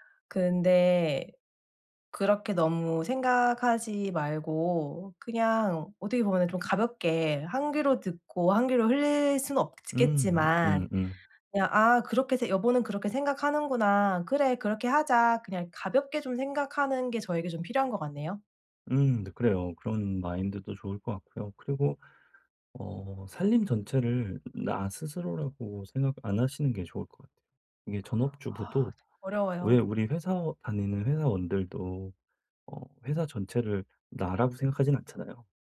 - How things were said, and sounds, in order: none
- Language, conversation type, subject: Korean, advice, 피드백을 들을 때 제 가치와 의견을 어떻게 구분할 수 있을까요?